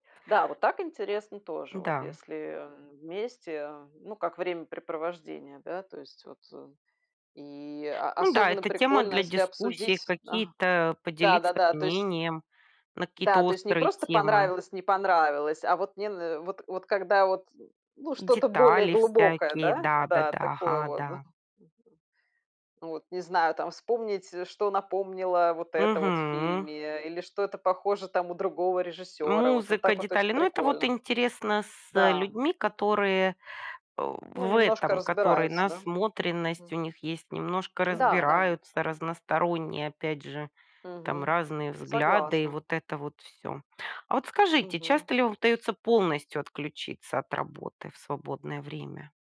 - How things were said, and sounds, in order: other background noise; chuckle
- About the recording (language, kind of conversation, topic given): Russian, unstructured, Как вы находите баланс между работой и отдыхом?
- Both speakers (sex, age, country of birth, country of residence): female, 45-49, Belarus, Spain; female, 45-49, Russia, Spain